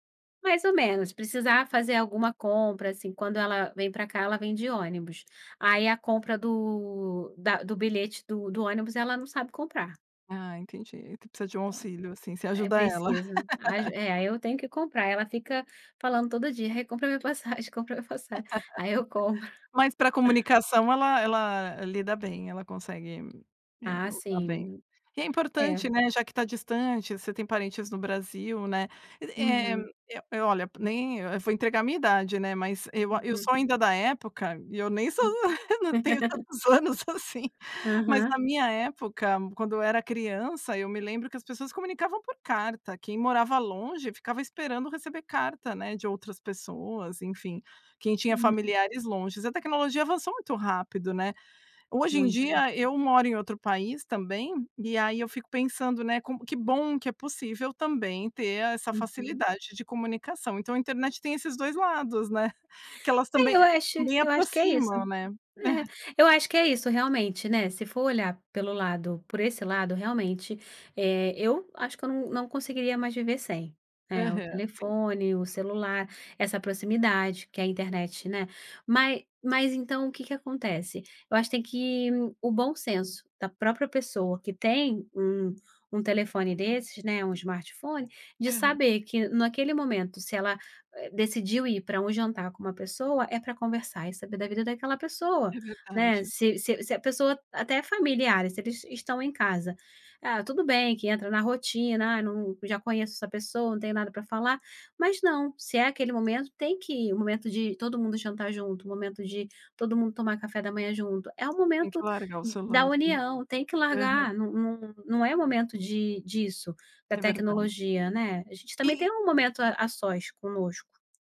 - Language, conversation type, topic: Portuguese, podcast, Você acha que as telas aproximam ou afastam as pessoas?
- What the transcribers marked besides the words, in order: laugh; tapping; laugh; chuckle; laughing while speaking: "sou eu não tenho tantos anos assim"; laugh; other background noise; chuckle; chuckle